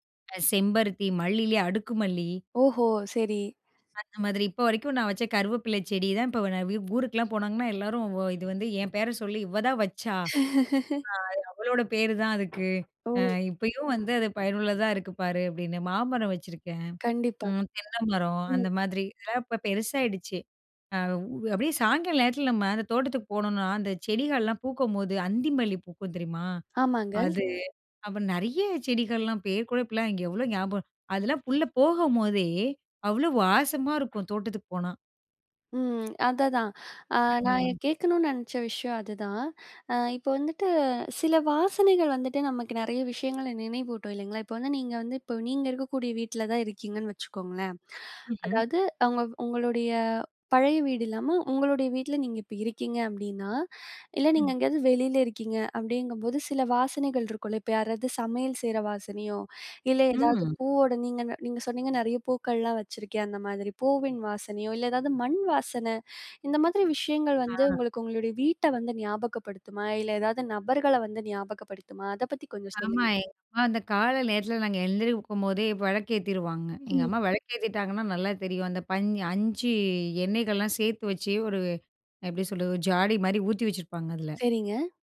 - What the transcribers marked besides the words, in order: other background noise; laugh; door; "உள்ள" said as "புள்ள"
- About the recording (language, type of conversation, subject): Tamil, podcast, வீட்டின் வாசனை உங்களுக்கு என்ன நினைவுகளைத் தருகிறது?